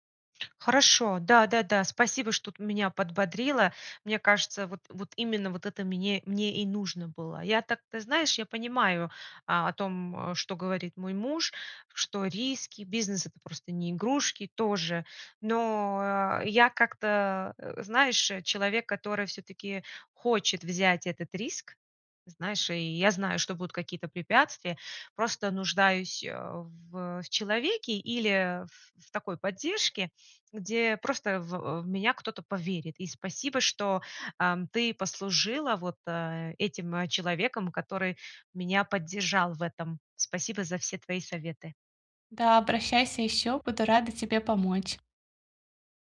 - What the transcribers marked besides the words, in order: none
- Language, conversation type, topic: Russian, advice, Как заранее увидеть и подготовиться к возможным препятствиям?